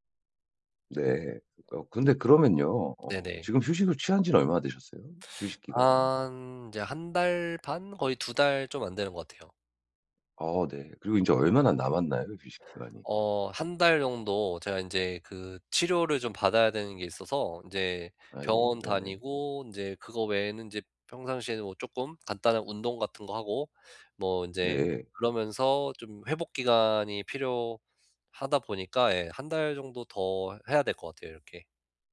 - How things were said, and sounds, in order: none
- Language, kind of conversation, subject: Korean, advice, 효과적으로 휴식을 취하려면 어떻게 해야 하나요?